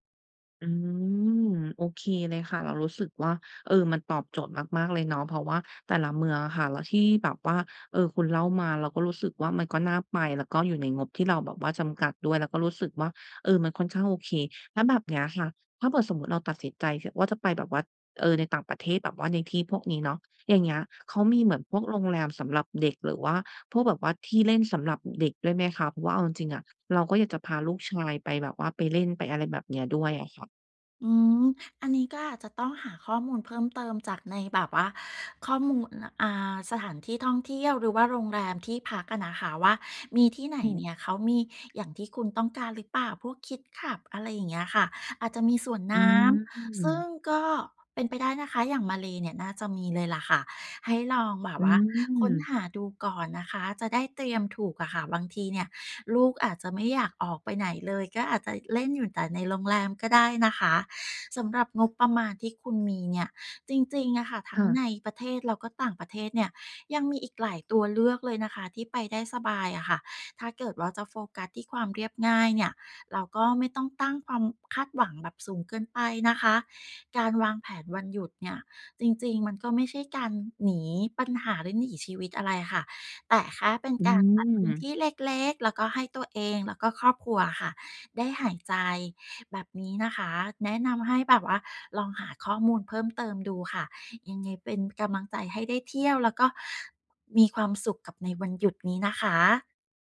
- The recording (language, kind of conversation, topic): Thai, advice, จะวางแผนวันหยุดให้คุ้มค่าในงบจำกัดได้อย่างไร?
- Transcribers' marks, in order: in English: "คิดคลับ"